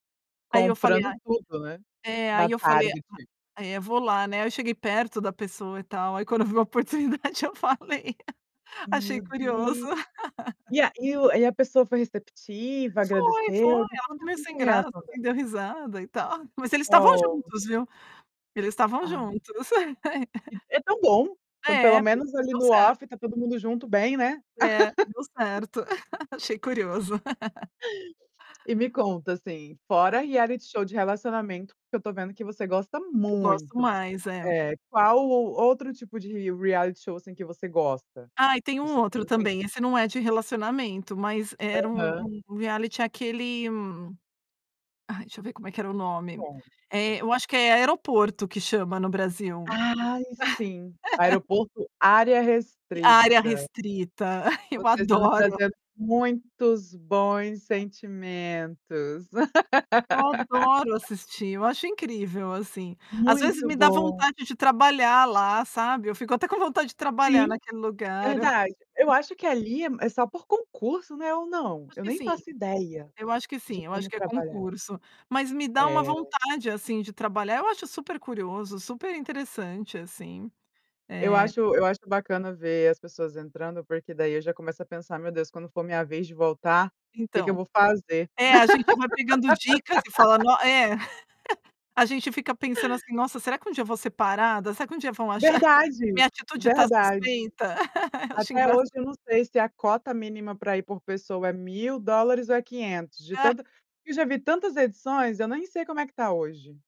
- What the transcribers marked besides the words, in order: distorted speech; laughing while speaking: "quando eu vi a oportunidade eu falei"; laugh; other background noise; chuckle; in English: "off"; static; laugh; in English: "reality"; in English: "reality"; in English: "reality"; laugh; chuckle; laugh; chuckle; tapping; chuckle; laugh; laugh
- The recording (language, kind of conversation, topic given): Portuguese, podcast, Por que os reality shows prendem tanta gente?